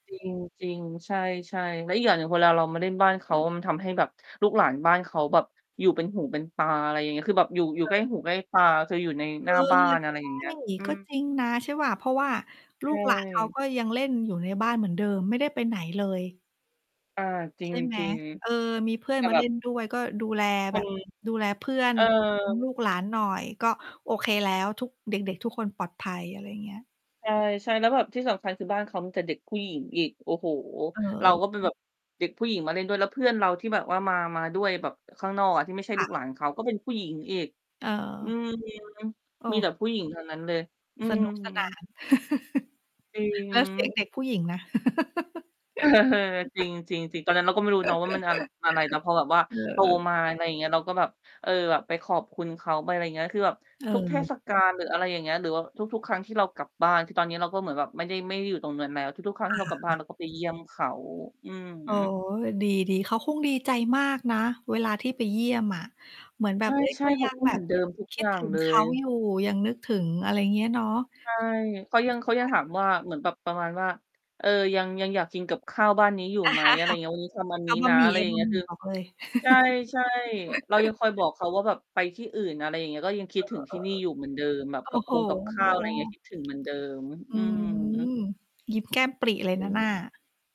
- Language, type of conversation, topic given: Thai, unstructured, คุณจำช่วงเวลาที่มีความสุขที่สุดในวัยเด็กได้ไหม?
- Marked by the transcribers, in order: distorted speech; tapping; static; laugh; laughing while speaking: "เออ"; laugh; other background noise; laugh; other noise; unintelligible speech; laugh; laugh